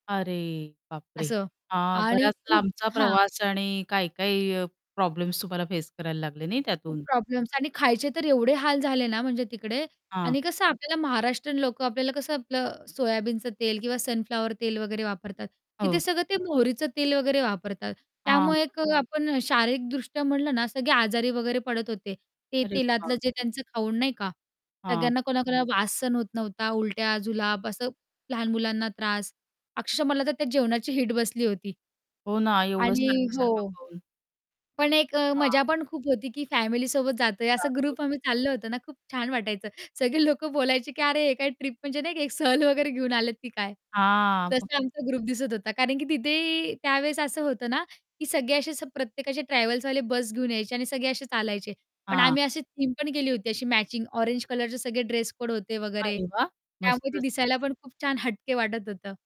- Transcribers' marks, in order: static; distorted speech; drawn out: "अरे"; in English: "सनफ्लॉवर"; "अक्षरश" said as "अक्ष"; "वीट" said as "हीट"; unintelligible speech; in English: "ग्रुप"; laughing while speaking: "सगळे लोक बोलायचे की अरे … आलेत की काय?"; drawn out: "हां"; in English: "ग्रुप"; in English: "ट्रॅव्हल्सवाले"; in English: "ड्रेस-कोड"
- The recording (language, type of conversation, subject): Marathi, podcast, तुम्हाला कोणता सामूहिक प्रवासाचा अनुभव खास वाटतो?